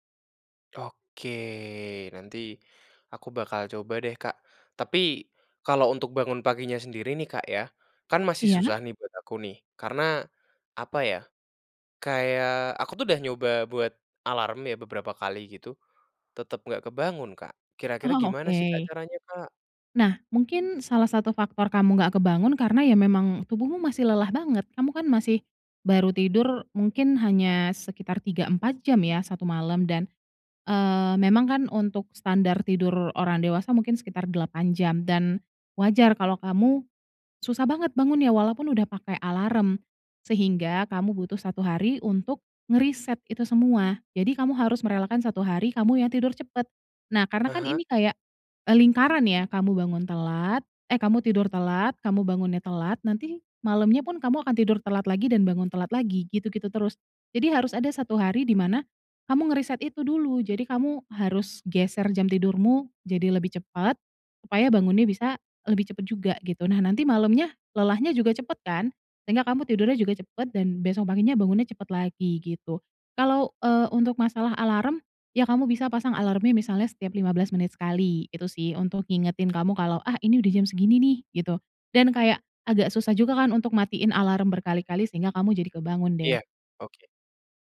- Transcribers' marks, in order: none
- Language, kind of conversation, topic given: Indonesian, advice, Mengapa Anda sulit bangun pagi dan menjaga rutinitas?